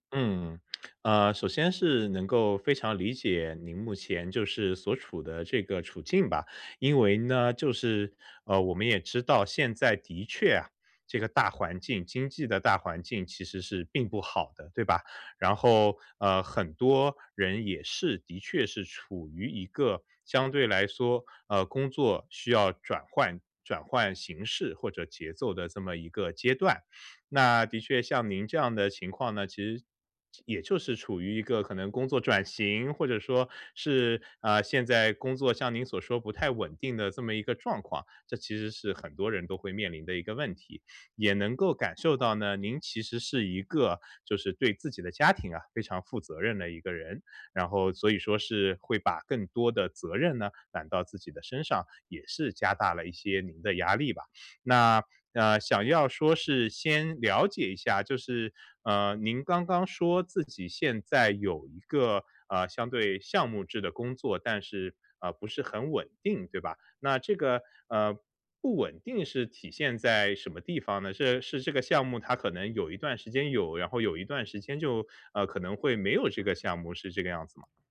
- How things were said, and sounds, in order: tapping
- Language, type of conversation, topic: Chinese, advice, 如何更好地应对金钱压力？